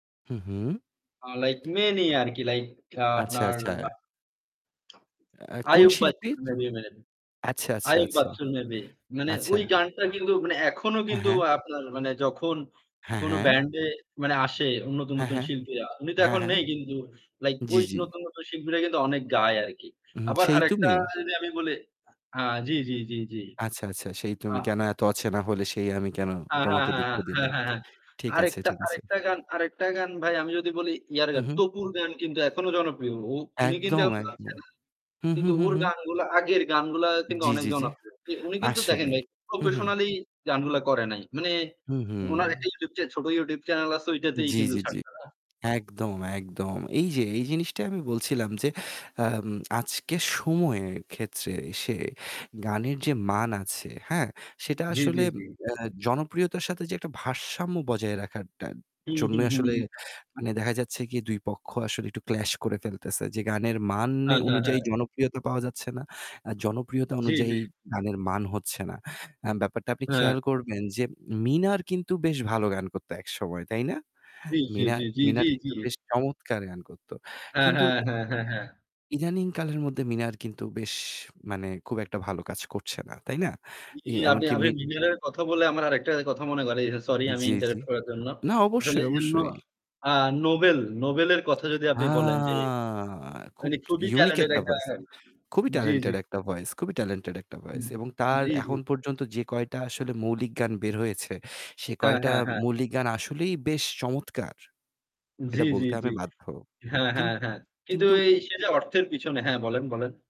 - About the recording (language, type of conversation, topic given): Bengali, unstructured, গানশিল্পীরা কি এখন শুধু অর্থের পেছনে ছুটছেন?
- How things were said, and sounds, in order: static; other noise; unintelligible speech; other background noise; unintelligible speech; in English: "professionally"; in English: "clash"; in English: "interrupt"; drawn out: "আ"; in English: "talented"